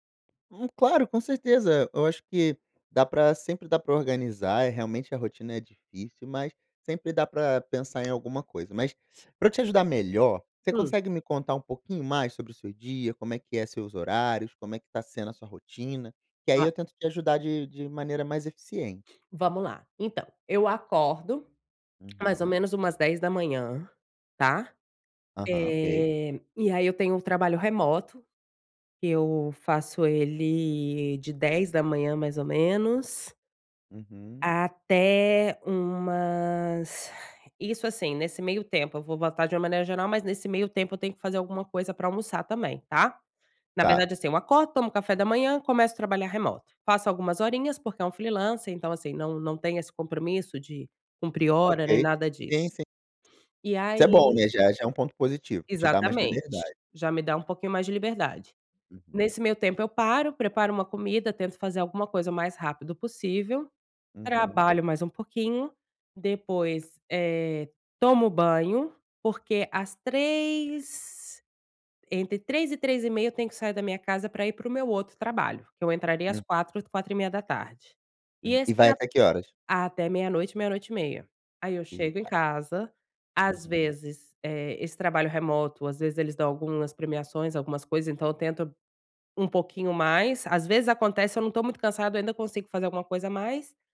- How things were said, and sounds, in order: other background noise
- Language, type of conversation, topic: Portuguese, advice, Como posso lidar com a sobrecarga de tarefas e a falta de tempo para trabalho concentrado?